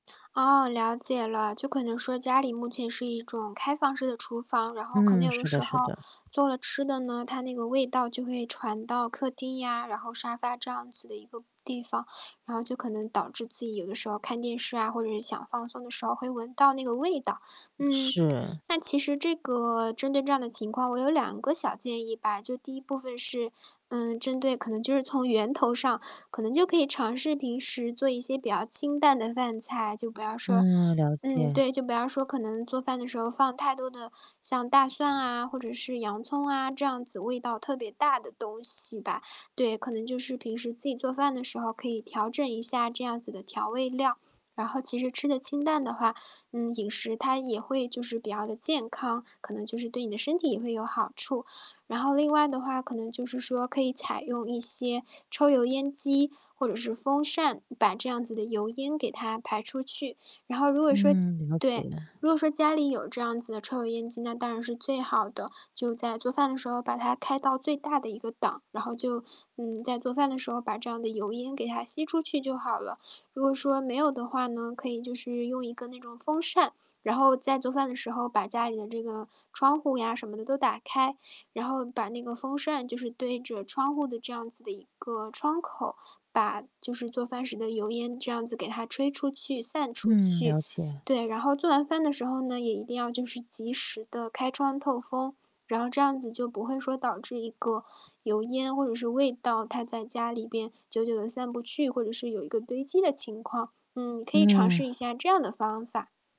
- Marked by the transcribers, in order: static; distorted speech; tapping; other noise; other background noise
- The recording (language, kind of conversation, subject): Chinese, advice, 家里的环境问题如何影响你的娱乐与放松体验？
- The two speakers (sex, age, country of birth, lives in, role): female, 20-24, China, Germany, advisor; female, 35-39, China, United States, user